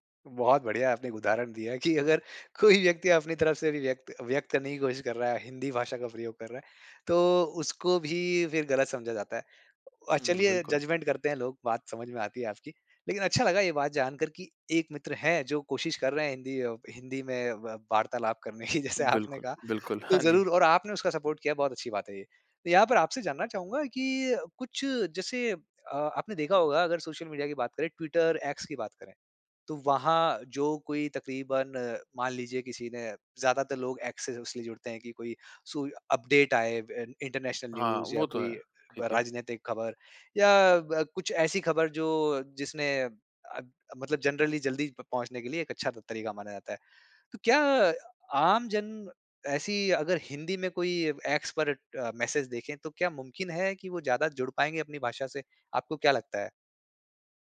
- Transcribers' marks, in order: laughing while speaking: "कि अगर कोई व्यक्ति"; in English: "जज़मेंट"; laughing while speaking: "की, जैसे आपने"; in English: "सपोर्ट"; in English: "अपडेट"; in English: "इन्टरनेशनल न्यूज़"; in English: "जनरली"
- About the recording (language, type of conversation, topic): Hindi, podcast, सोशल मीडिया ने आपकी भाषा को कैसे बदला है?